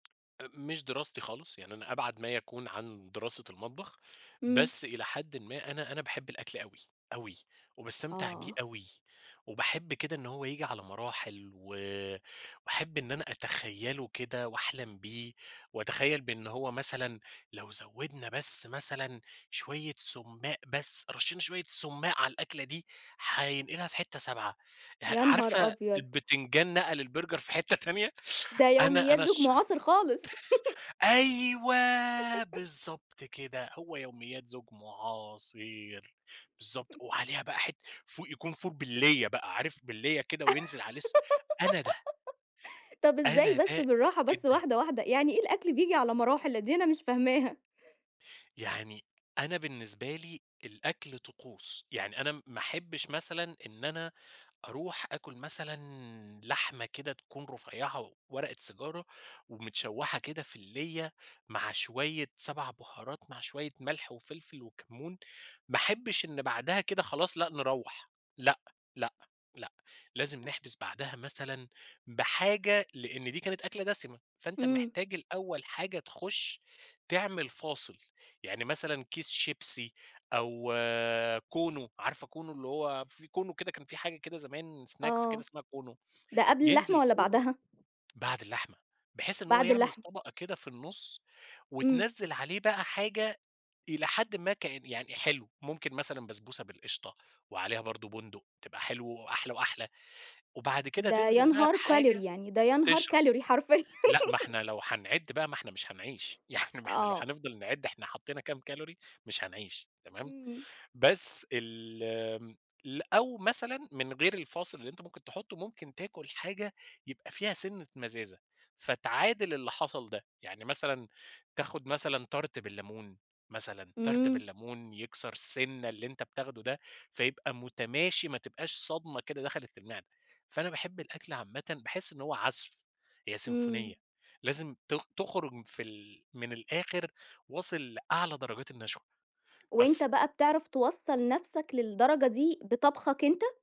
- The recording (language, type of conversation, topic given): Arabic, podcast, إيه أكتر حاجة بتستمتع بيها وإنت بتطبخ أو بتخبز؟
- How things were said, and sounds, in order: tapping; laughing while speaking: "نقَل البرجر في حتّة تانية؟"; laugh; chuckle; drawn out: "أيوه"; laugh; drawn out: "معاصر"; chuckle; giggle; in English: "سناكس"; in English: "كالوري!"; in English: "كالوري"; laughing while speaking: "يعني"; laugh; in English: "كالوري"; in English: "تارت"; in English: "تارت"